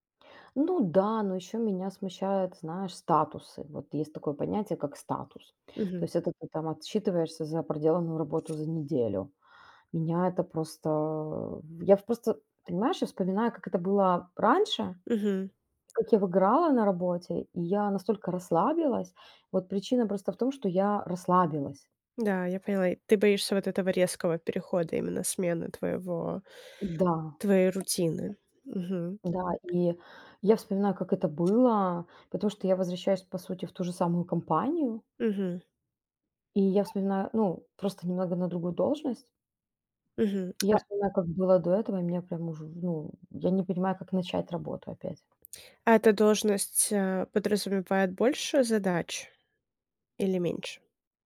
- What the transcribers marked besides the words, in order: other background noise; tapping
- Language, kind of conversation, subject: Russian, advice, Как справиться с неуверенностью при возвращении к привычному рабочему ритму после отпуска?